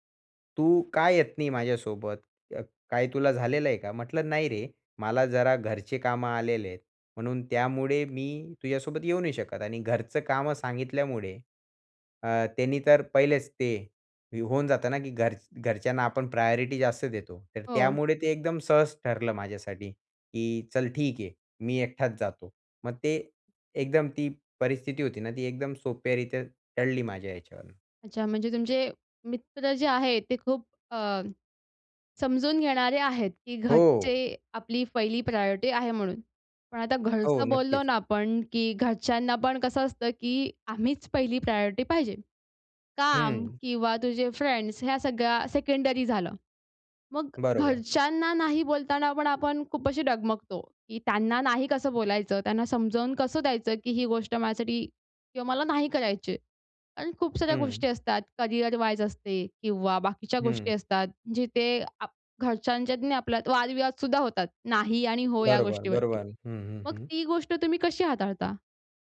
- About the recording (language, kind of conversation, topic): Marathi, podcast, तुला ‘नाही’ म्हणायला कधी अवघड वाटतं?
- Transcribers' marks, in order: in English: "प्रायोरिटी"; in English: "प्रायोरिटी"; in English: "प्रायोरिटी"; in English: "फ्रेंड्स"; in English: "सेकेंडरी"; in English: "करियर वाईज"